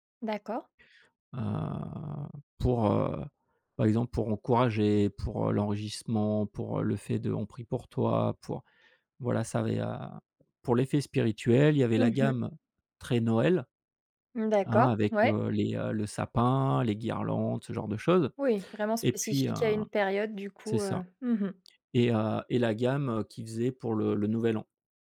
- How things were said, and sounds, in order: "l'enrichissement" said as "l'enregissement"
- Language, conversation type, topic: French, podcast, Peux-tu nous raconter une collaboration créative mémorable ?